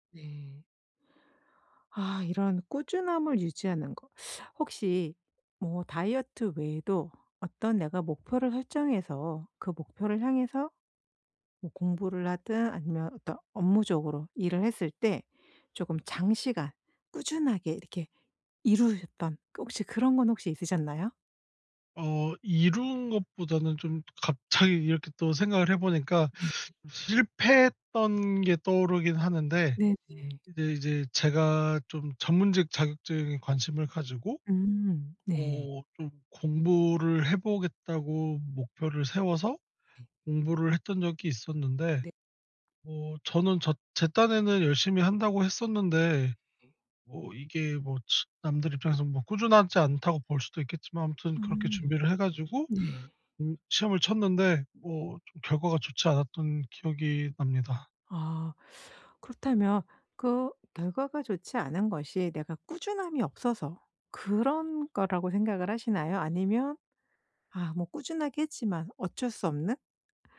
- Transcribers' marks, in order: teeth sucking; laughing while speaking: "갑자기"; other background noise
- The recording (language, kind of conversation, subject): Korean, podcast, 요즘 꾸준함을 유지하는 데 도움이 되는 팁이 있을까요?
- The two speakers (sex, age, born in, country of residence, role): female, 50-54, South Korea, United States, host; male, 30-34, South Korea, South Korea, guest